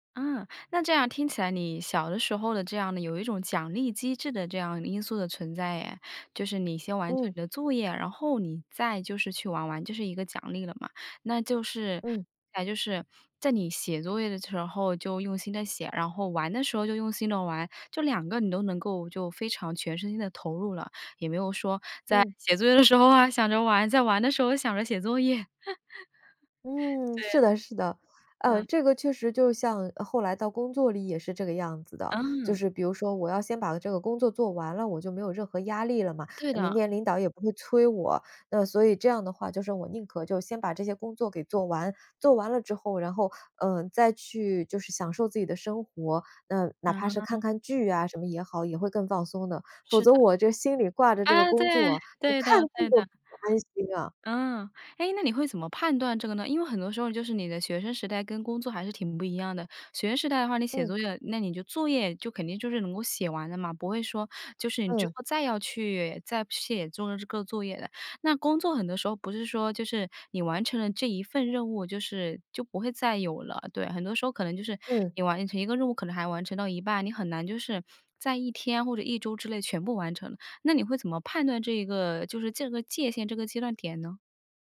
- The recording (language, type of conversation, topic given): Chinese, podcast, 你会怎样克服拖延并按计划学习？
- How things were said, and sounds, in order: laughing while speaking: "写作业的时候啊，想着玩，在玩的时候想着写作业"; laugh